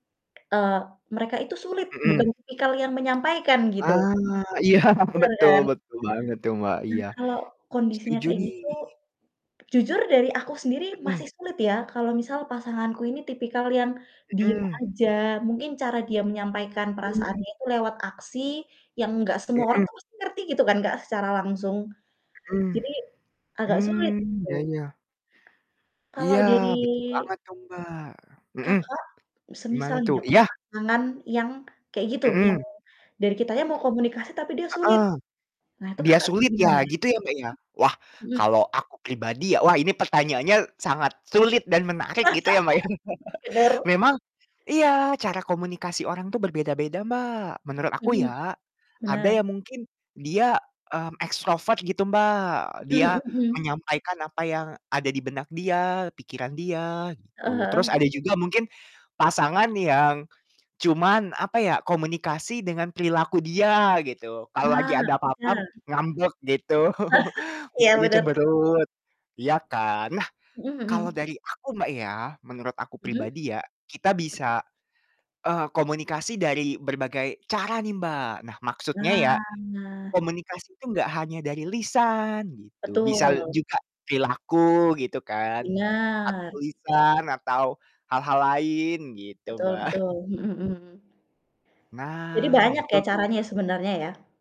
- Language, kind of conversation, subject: Indonesian, unstructured, Bagaimana cara menjaga rasa cinta agar tetap bertahan lama?
- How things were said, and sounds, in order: laughing while speaking: "iya"; distorted speech; tapping; static; laugh; chuckle; in English: "extrovert"; laugh; chuckle; drawn out: "Nah"; "bisa" said as "bisal"; chuckle; other background noise